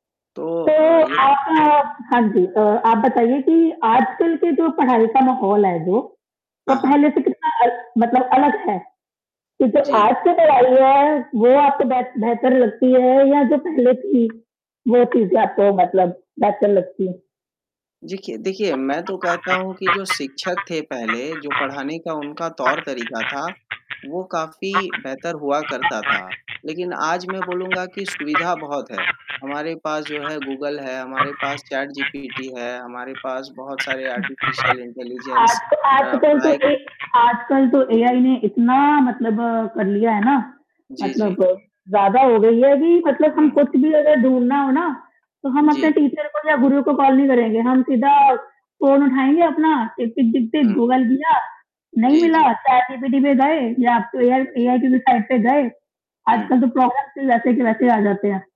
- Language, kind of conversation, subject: Hindi, unstructured, शिक्षकों की आपके जीवन में क्या भूमिका होती है?
- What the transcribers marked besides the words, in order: static; other background noise; in English: "आर्टिफिशियल इंटेलिजेंस"; in English: "टीचर"; tapping; in English: "प्रॉब्लम्स"; distorted speech